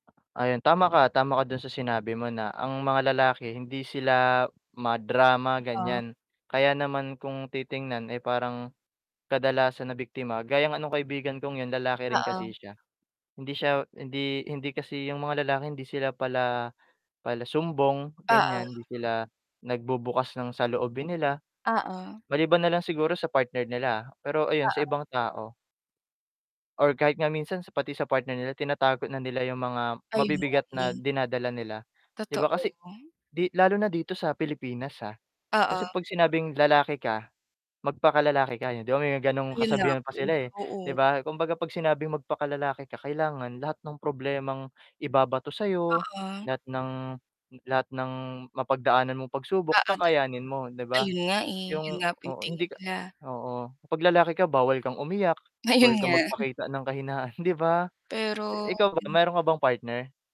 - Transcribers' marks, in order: static; distorted speech; laughing while speaking: "Ayon nga"
- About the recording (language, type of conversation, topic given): Filipino, unstructured, Ano ang pananaw mo sa stigma tungkol sa kalusugang pangkaisipan sa Pilipinas?